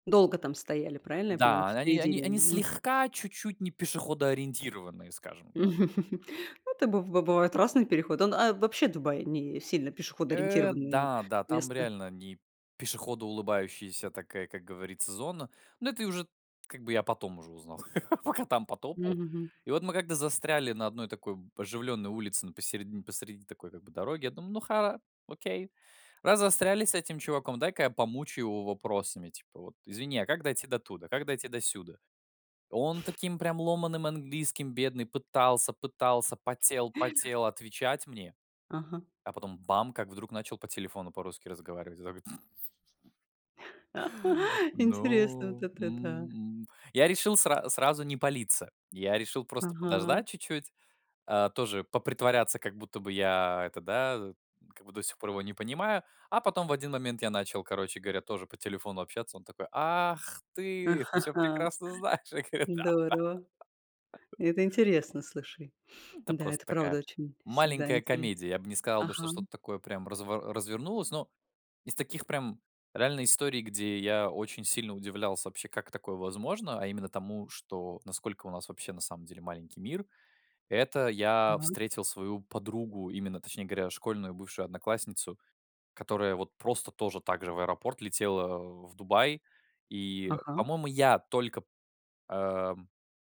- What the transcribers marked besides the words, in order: tapping; chuckle; chuckle; other background noise; other noise; chuckle; put-on voice: "Ах, ты! Ты всё прекрасно знаешь"; chuckle; laughing while speaking: "Я говорю: Да, да"; unintelligible speech
- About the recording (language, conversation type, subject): Russian, podcast, Какие вопросы помогают раскрыть самые живые истории?